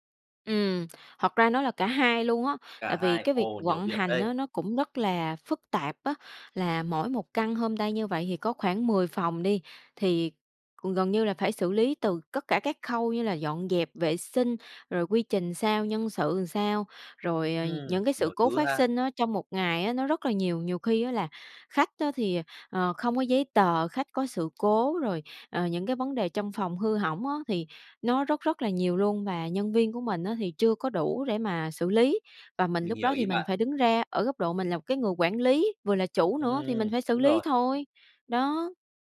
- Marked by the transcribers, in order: in English: "homestay"; "làm" said as "ừn"
- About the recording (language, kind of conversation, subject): Vietnamese, advice, Làm sao bạn có thể cân bằng giữa cuộc sống cá nhân và trách nhiệm điều hành công ty khi áp lực ngày càng lớn?